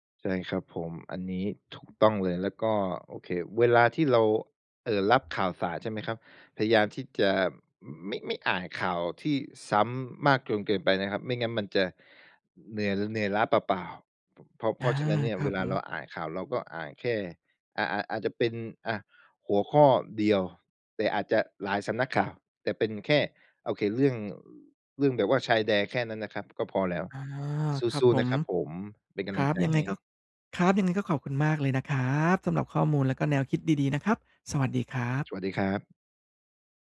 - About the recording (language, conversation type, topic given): Thai, advice, ทำอย่างไรดีเมื่อรู้สึกเหนื่อยล้าจากการติดตามข่าวตลอดเวลาและเริ่มกังวลมาก?
- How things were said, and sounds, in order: tapping; other background noise